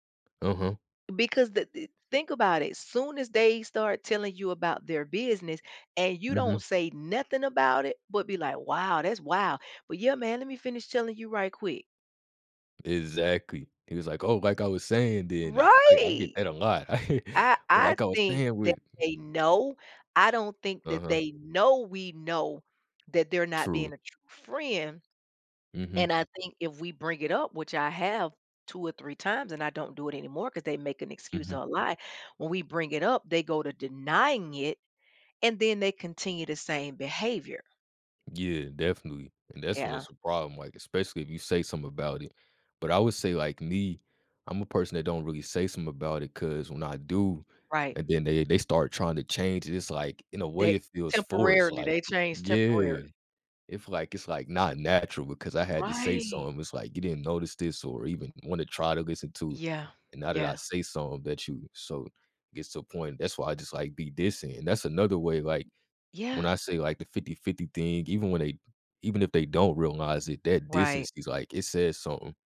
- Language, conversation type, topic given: English, unstructured, How do you handle friendships that feel one-sided or transactional?
- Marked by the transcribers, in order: other background noise; stressed: "Right"; chuckle; "something" said as "sum'm"; "something" said as "sum'm"